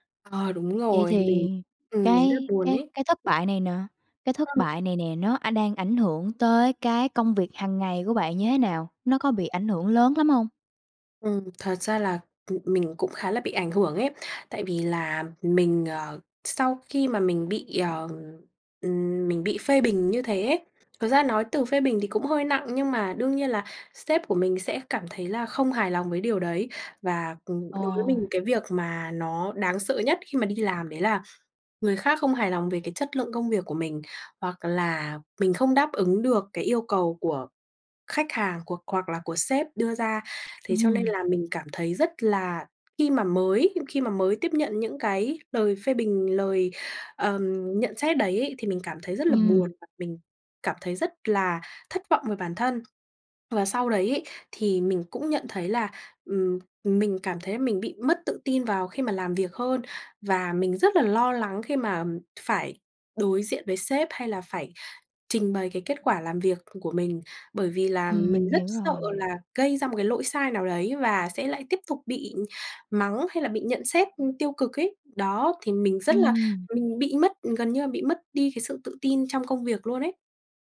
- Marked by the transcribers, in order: tapping
- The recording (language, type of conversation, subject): Vietnamese, advice, Làm thế nào để lấy lại động lực sau một thất bại lớn trong công việc?